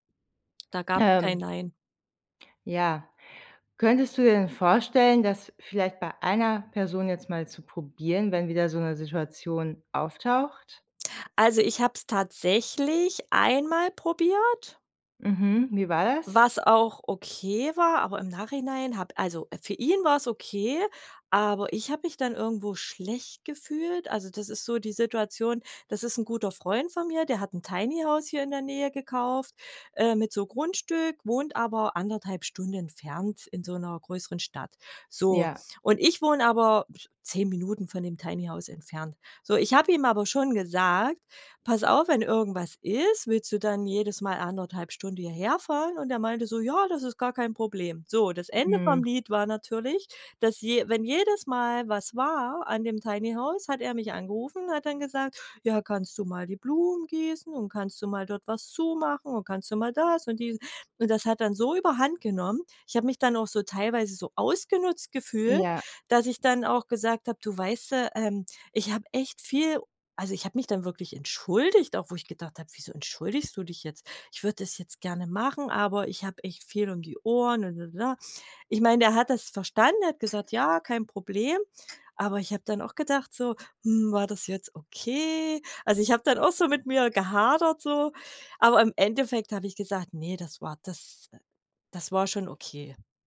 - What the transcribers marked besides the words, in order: in English: "Tiny-House"; other noise; in English: "Tiny House"; other background noise
- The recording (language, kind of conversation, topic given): German, advice, Warum fällt es dir schwer, bei Bitten Nein zu sagen?